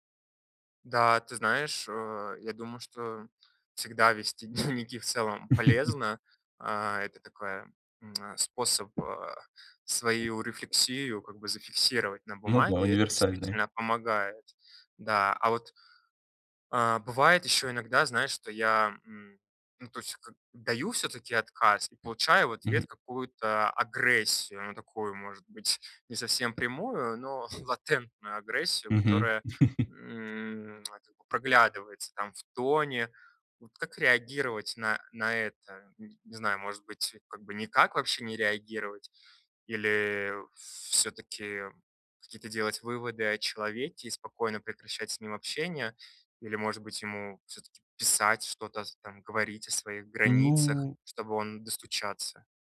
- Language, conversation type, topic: Russian, advice, Как научиться говорить «нет», сохраняя отношения и личные границы в группе?
- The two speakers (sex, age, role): male, 20-24, advisor; male, 30-34, user
- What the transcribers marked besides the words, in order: laughing while speaking: "дневники"; laugh; tongue click; tapping; stressed: "агрессию"; chuckle; tongue click; laugh